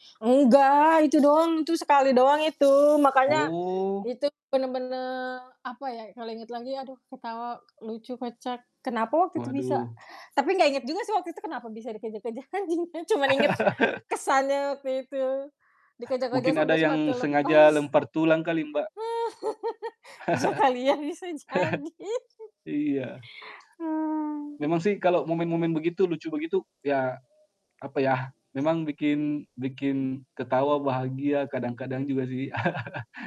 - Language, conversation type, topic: Indonesian, unstructured, Apa momen sederhana yang selalu membuatmu tersenyum saat mengingatnya?
- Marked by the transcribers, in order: other background noise; distorted speech; laughing while speaking: "anjing ya"; laugh; laugh; laughing while speaking: "Ya kali ya, bisa jadi"; chuckle; chuckle; static; chuckle